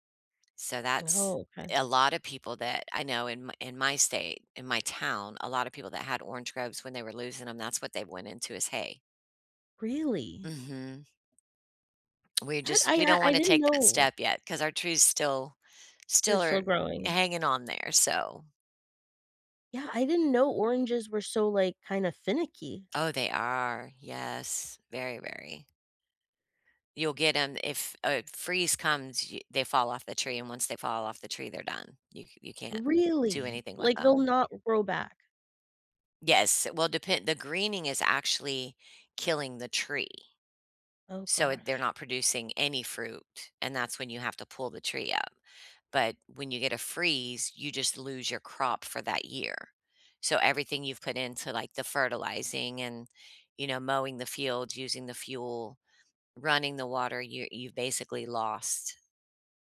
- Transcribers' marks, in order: none
- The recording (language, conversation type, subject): English, unstructured, How do you deal with the fear of losing your job?
- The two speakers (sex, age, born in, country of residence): female, 40-44, Ukraine, United States; female, 50-54, United States, United States